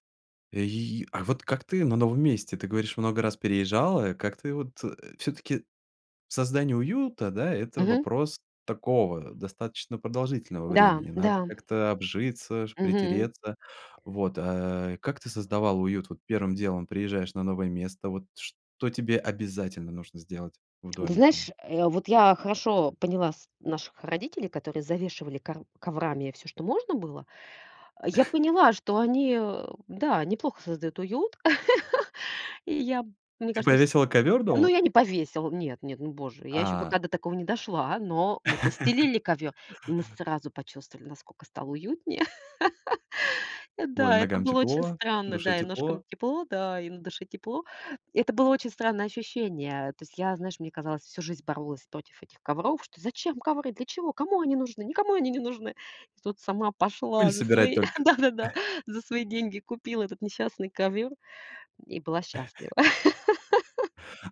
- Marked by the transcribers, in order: tapping; chuckle; laugh; laugh; laugh; chuckle; laughing while speaking: "да-да-да"; chuckle; laugh
- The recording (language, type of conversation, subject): Russian, podcast, Что делает дом по‑настоящему тёплым и приятным?